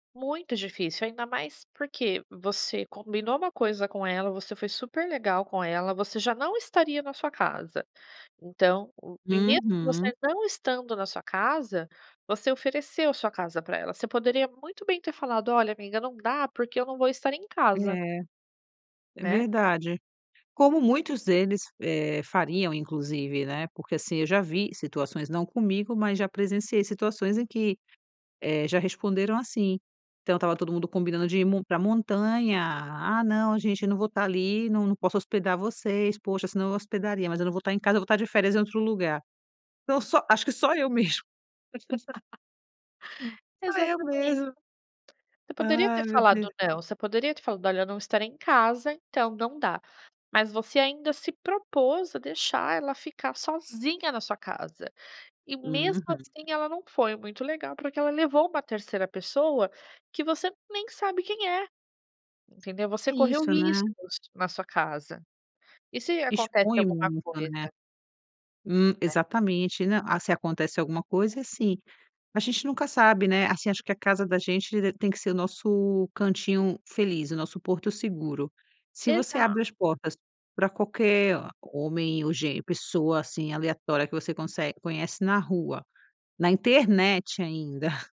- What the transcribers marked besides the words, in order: laugh; tapping
- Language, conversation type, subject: Portuguese, advice, Como lidar com um conflito com um amigo que ignorou meus limites?